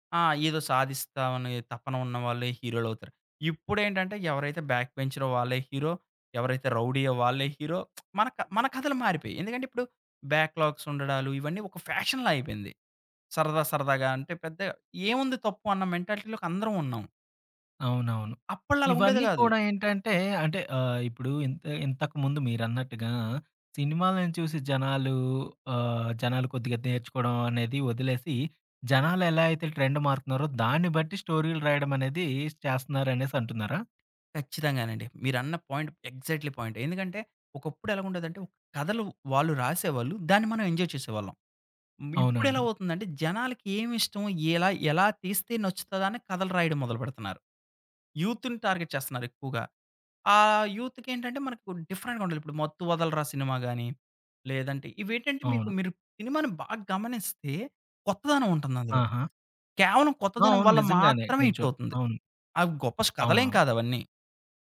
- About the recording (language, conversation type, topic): Telugu, podcast, సిరీస్‌లను వరుసగా ఎక్కువ ఎపిసోడ్‌లు చూడడం వల్ల కథనాలు ఎలా మారుతున్నాయని మీరు భావిస్తున్నారు?
- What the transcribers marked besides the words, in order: in English: "బ్యాక్"; in English: "హీరో"; in English: "హీరో"; lip smack; in English: "బ్యాక్‌లాక్స్"; in English: "ఫ్యాషన్‌లా"; in English: "మెంటాలిటీలోకి"; in English: "ట్రెండ్"; tapping; in English: "పాయింట్, ఎక్సాక్ట్‌లీ పాయింట్"; stressed: "ఎక్సాక్ట్‌లీ"; in English: "ఎంజాయ్"; in English: "యూత్‍ని టార్గెట్"; in English: "యూత్‍కి"; in English: "డిఫరెంట్‍గా"; stressed: "మాత్రమే"; in English: "హిట్"